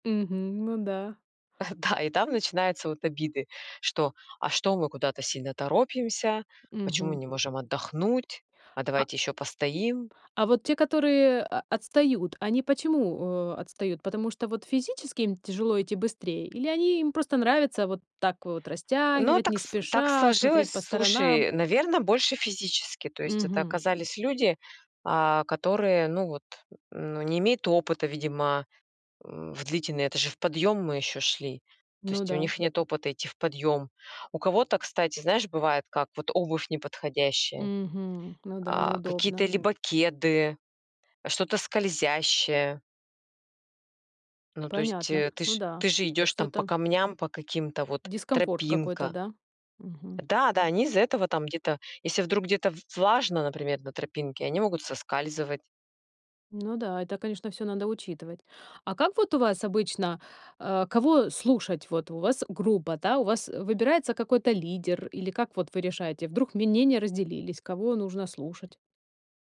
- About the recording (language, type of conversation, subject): Russian, podcast, Чему по-настоящему учит долгий поход?
- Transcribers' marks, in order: tapping; chuckle; other background noise; drawn out: "растягивать не спеша"; other noise